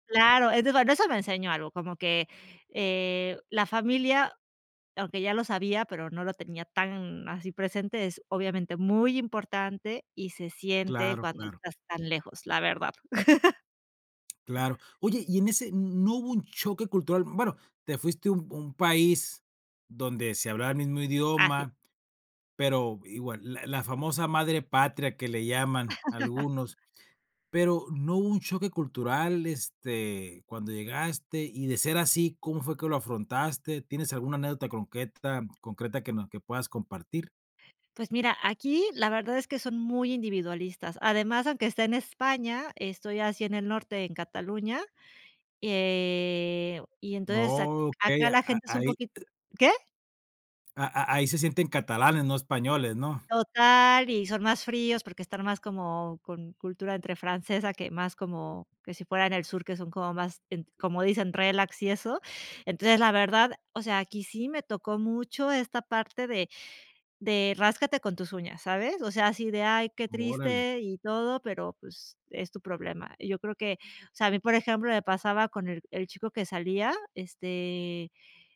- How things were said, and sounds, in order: unintelligible speech; tapping; laugh; laugh; other background noise; "concreta-" said as "cronqueta"
- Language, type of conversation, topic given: Spanish, podcast, ¿Qué te enseñó mudarte a otro país?